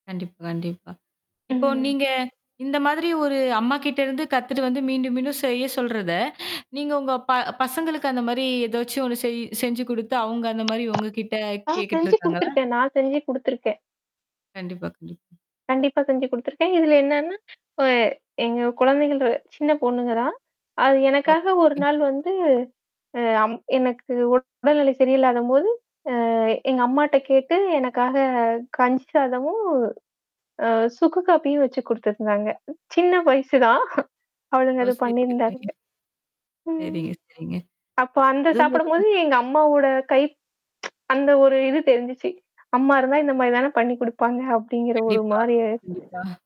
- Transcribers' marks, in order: static; distorted speech; other noise; laughing while speaking: "அவளுங்க அத பண்ணியிருந்தாளுங்க"; tsk; unintelligible speech; other background noise
- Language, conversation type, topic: Tamil, podcast, அம்மா சமைத்த ரெசிபிகளில் ஒன்றை மட்டும் நீங்கள் மீண்டும் சமைக்க வேண்டுமென்றால், எதைத் தேர்வு செய்வீர்கள்?